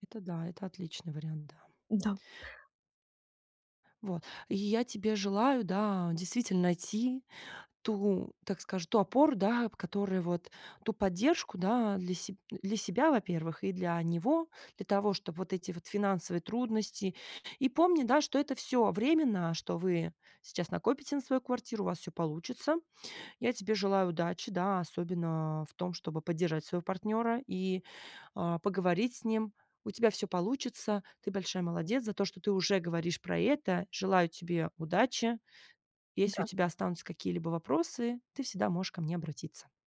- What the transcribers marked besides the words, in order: none
- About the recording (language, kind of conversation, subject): Russian, advice, Как я могу поддержать партнёра в период финансовых трудностей и неопределённости?